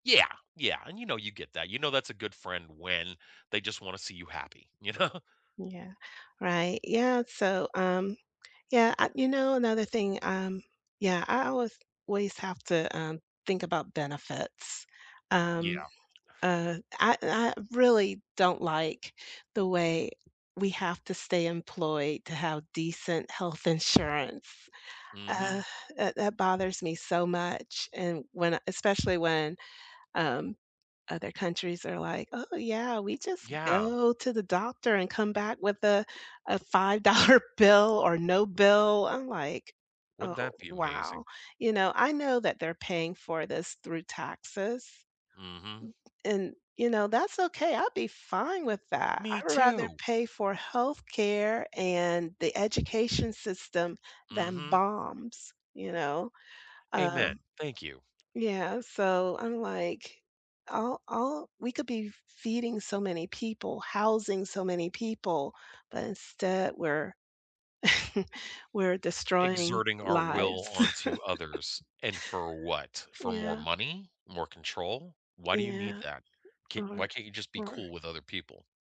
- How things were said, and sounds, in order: laughing while speaking: "know?"; tapping; other background noise; put-on voice: "Oh, yeah, we just go to the doctor"; laughing while speaking: "five-dollar"; chuckle; chuckle
- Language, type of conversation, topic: English, unstructured, When you compare job offers, which parts of the pay and benefits do you look at first, and why?
- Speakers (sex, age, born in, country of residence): female, 60-64, United States, United States; male, 55-59, United States, United States